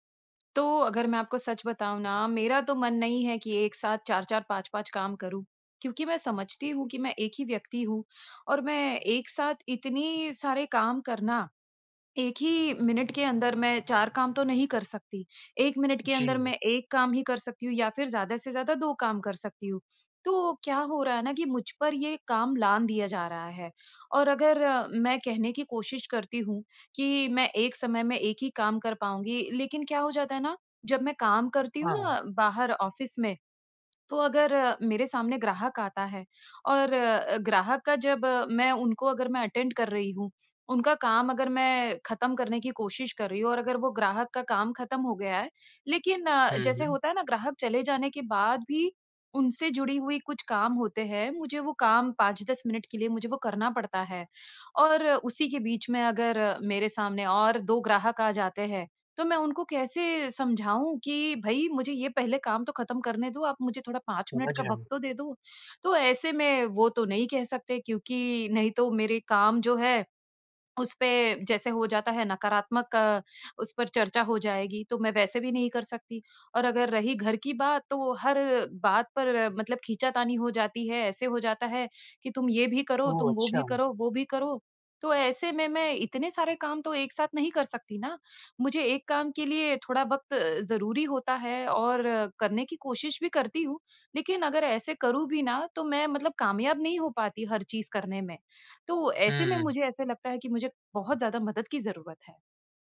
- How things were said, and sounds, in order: in English: "ऑफ़िस"; in English: "अटेंड"
- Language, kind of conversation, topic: Hindi, advice, एक ही समय में कई काम करते हुए मेरा ध्यान क्यों भटक जाता है?